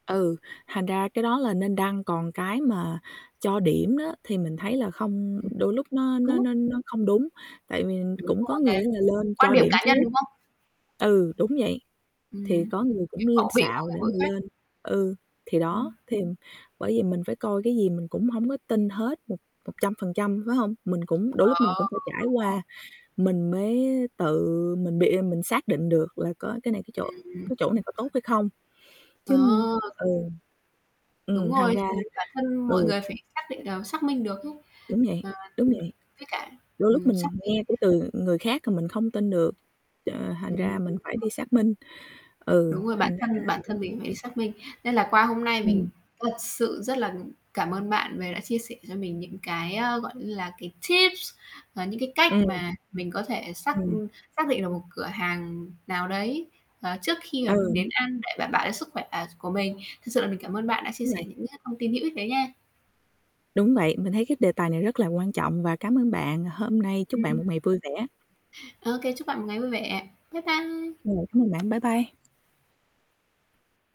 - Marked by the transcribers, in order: static; tapping; other background noise; distorted speech; unintelligible speech; in English: "tips"
- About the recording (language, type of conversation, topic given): Vietnamese, unstructured, Bạn nghĩ sao về việc một số quán ăn lừa dối khách hàng về nguyên liệu?
- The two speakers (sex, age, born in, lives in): female, 18-19, Vietnam, Vietnam; female, 40-44, Vietnam, United States